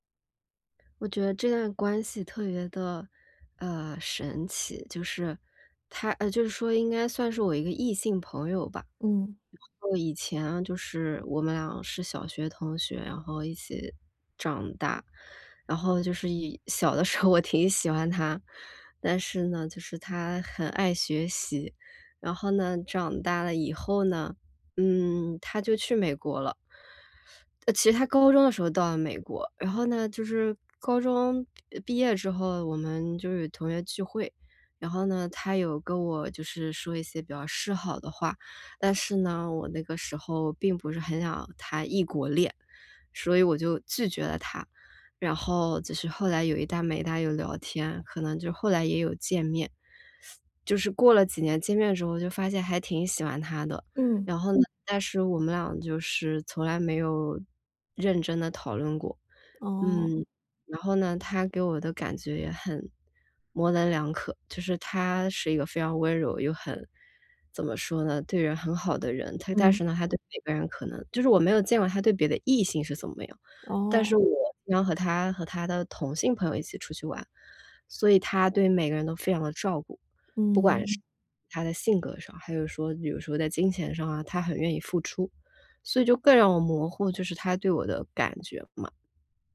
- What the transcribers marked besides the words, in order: laughing while speaking: "小的时候我"; tapping
- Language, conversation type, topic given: Chinese, advice, 我和朋友闹翻了，想修复这段关系，该怎么办？